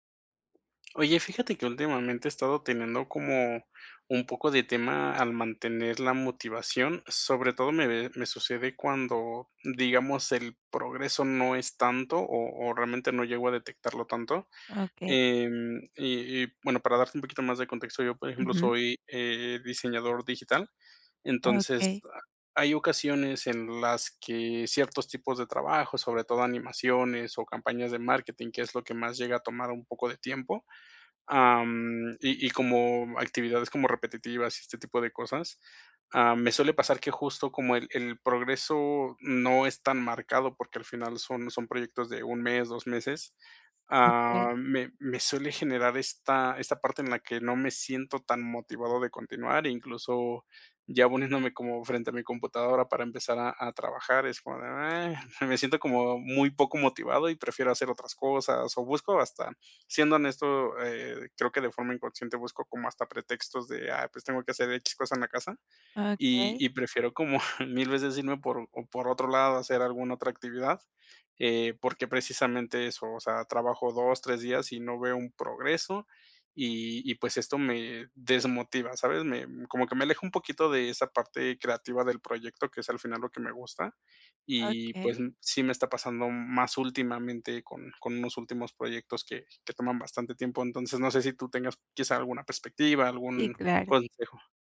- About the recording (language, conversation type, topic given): Spanish, advice, ¿Cómo puedo mantenerme motivado cuando mi progreso se estanca?
- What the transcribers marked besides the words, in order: disgusted: "ah"; laughing while speaking: "como"